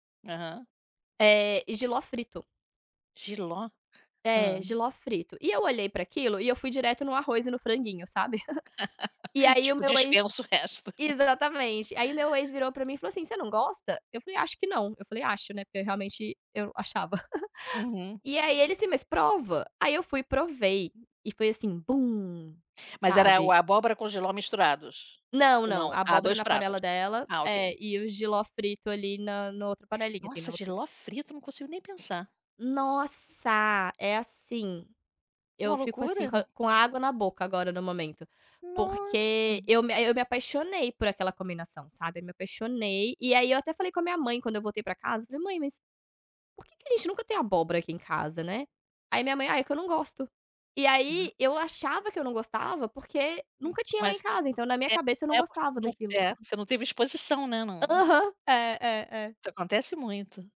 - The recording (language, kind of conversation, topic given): Portuguese, unstructured, Qual comida faz você se sentir mais confortável?
- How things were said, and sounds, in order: tapping; laugh; chuckle; laugh; chuckle; unintelligible speech; other background noise; unintelligible speech